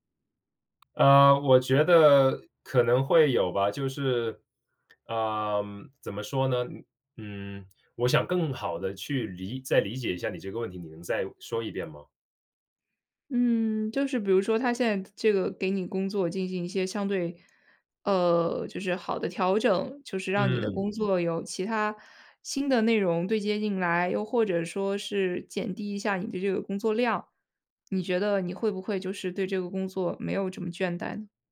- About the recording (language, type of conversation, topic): Chinese, podcast, 你有过职业倦怠的经历吗？
- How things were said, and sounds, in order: other background noise; other noise